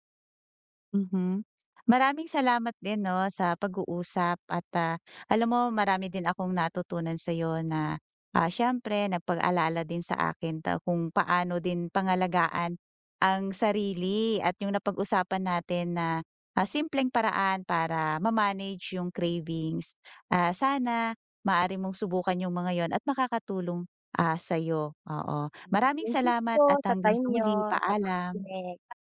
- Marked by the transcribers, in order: other background noise; unintelligible speech
- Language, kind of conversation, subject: Filipino, advice, Paano ako makakahanap ng mga simpleng paraan araw-araw para makayanan ang pagnanasa?